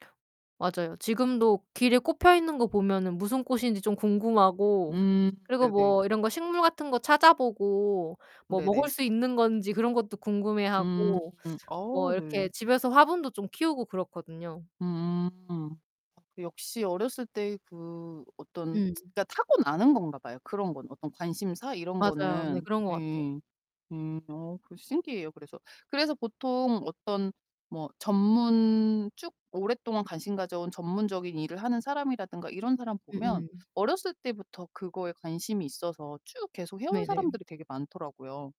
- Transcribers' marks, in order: other background noise; distorted speech
- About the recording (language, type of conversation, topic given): Korean, unstructured, 어떤 일을 할 때 가장 즐거울 것 같나요?